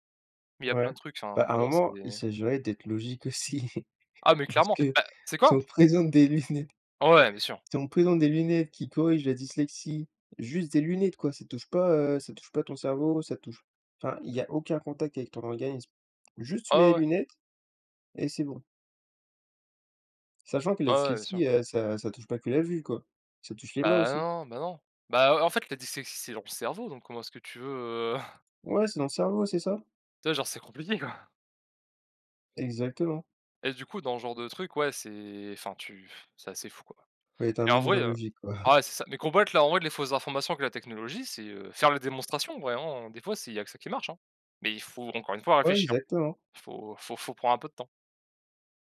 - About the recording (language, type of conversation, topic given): French, unstructured, Comment la technologie peut-elle aider à combattre les fausses informations ?
- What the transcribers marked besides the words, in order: laughing while speaking: "aussi"; chuckle; tapping; chuckle